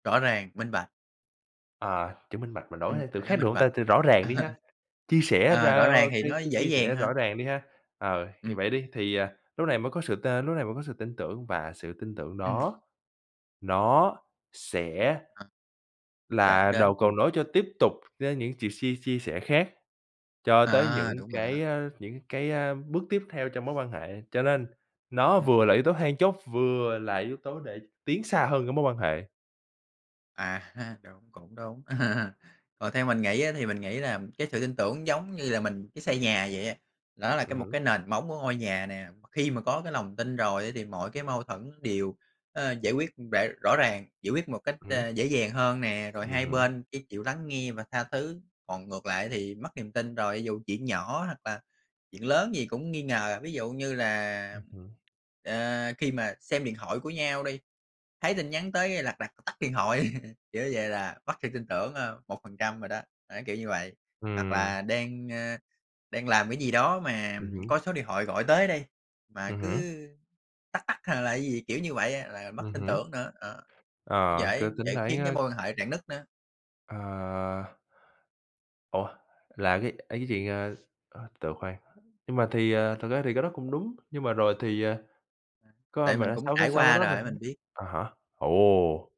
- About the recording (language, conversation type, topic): Vietnamese, unstructured, Theo bạn, điều quan trọng nhất trong một mối quan hệ là gì?
- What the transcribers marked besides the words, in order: chuckle; other background noise; tapping; "sự" said as "chự"; laugh; laughing while speaking: "thoại"